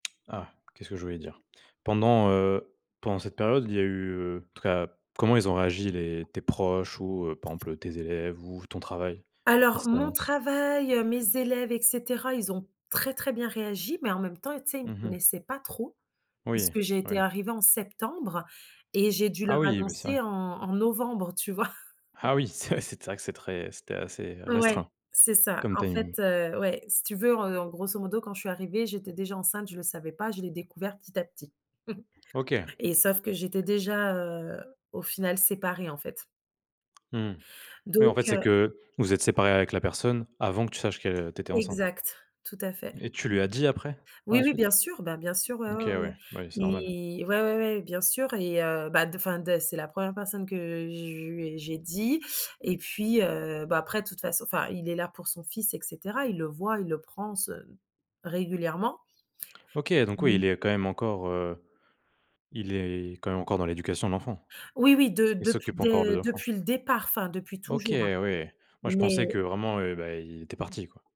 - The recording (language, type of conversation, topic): French, podcast, Quel moment t’a poussé à repenser tes priorités ?
- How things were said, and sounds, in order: other background noise; "exemple" said as "emple"; tapping; laughing while speaking: "tu vois ?"; laughing while speaking: "c'est ouais"; stressed: "restreint"; chuckle